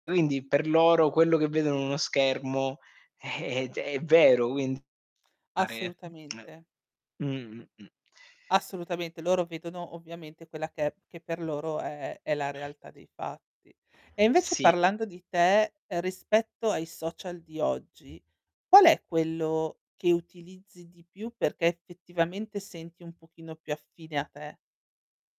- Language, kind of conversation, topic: Italian, podcast, Ti capita di confrontarti con gli altri sui social?
- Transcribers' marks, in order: unintelligible speech; lip smack; tapping